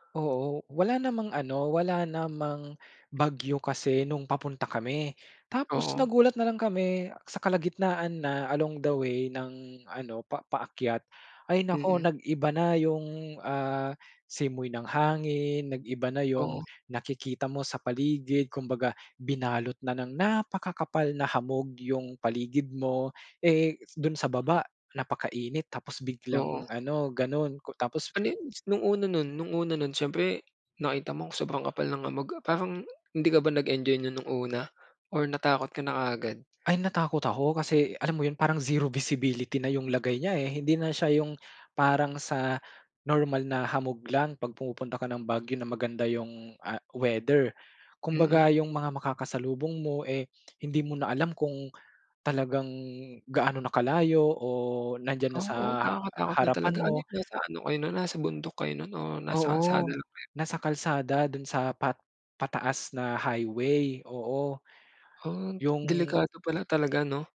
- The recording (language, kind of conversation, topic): Filipino, podcast, Maaari mo bang ikuwento ang paborito mong alaala sa paglalakbay?
- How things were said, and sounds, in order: tapping